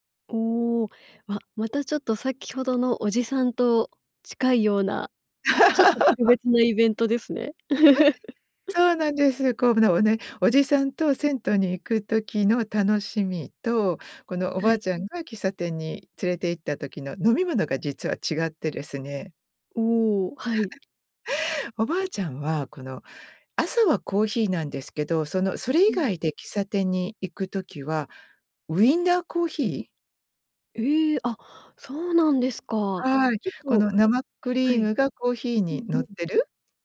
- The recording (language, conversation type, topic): Japanese, podcast, 子どもの頃にほっとする味として思い出すのは何ですか？
- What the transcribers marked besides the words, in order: laugh; chuckle; unintelligible speech; chuckle